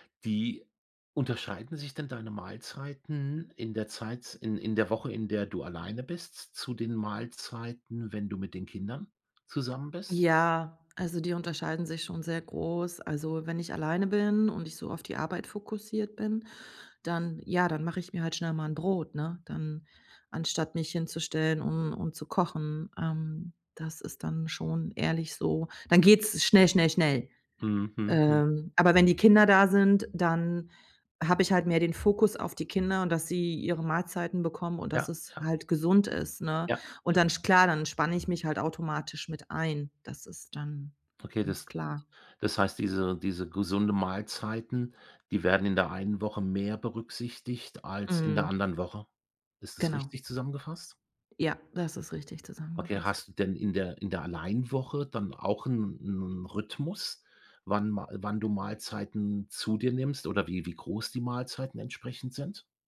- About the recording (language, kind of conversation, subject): German, advice, Warum fällt es mir so schwer, gesunde Mahlzeiten zu planen und langfristig durchzuhalten?
- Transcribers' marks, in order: tapping; other background noise